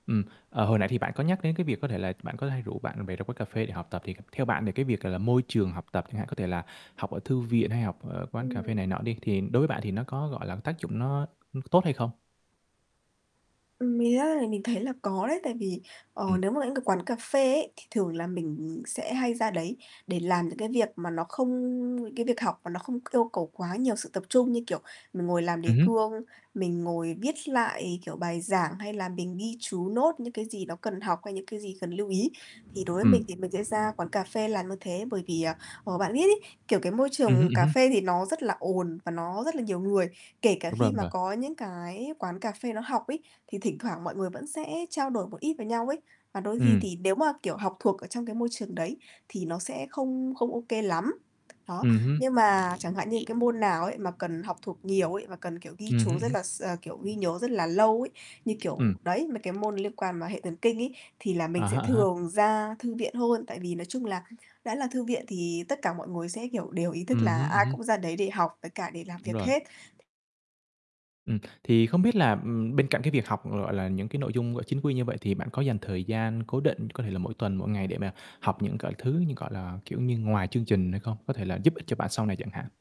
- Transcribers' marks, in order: distorted speech; static; tapping; unintelligible speech; other background noise; in English: "note"
- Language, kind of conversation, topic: Vietnamese, podcast, Bí quyết quản lý thời gian khi học của bạn là gì?